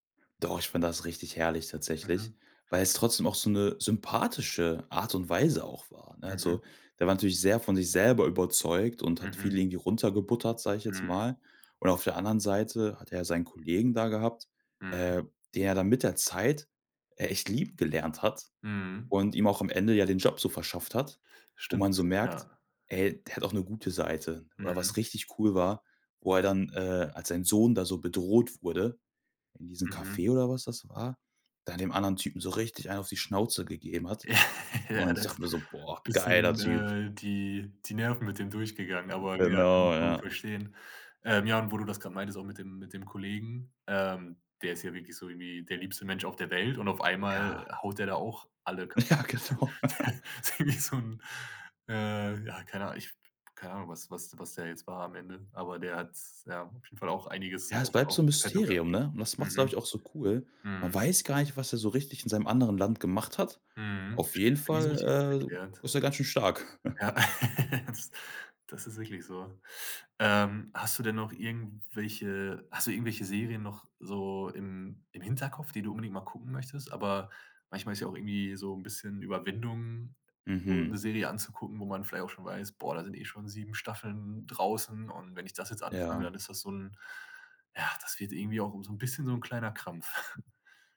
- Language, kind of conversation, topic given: German, podcast, Welche Serie hast du zuletzt total gesuchtet?
- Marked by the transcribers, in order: stressed: "sympathische"; laugh; laughing while speaking: "Ja, das"; laughing while speaking: "Ja, genau"; giggle; unintelligible speech; laugh; laughing while speaking: "Der der irgendwie so 'n"; stressed: "Mysterium"; other background noise; chuckle; laughing while speaking: "Ja"; laugh; chuckle